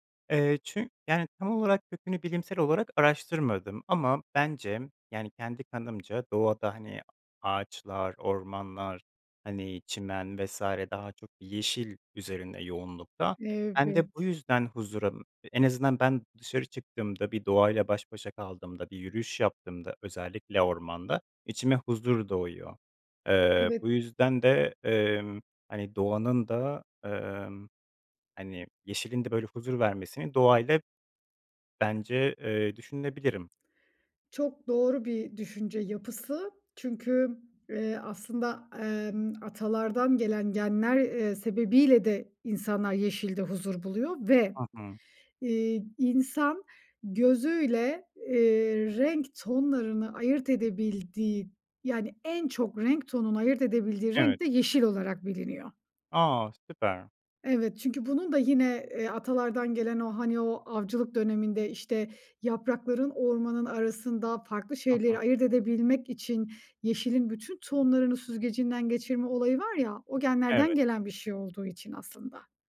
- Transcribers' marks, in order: tapping; other background noise
- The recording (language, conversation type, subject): Turkish, podcast, Renkler ruh halini nasıl etkiler?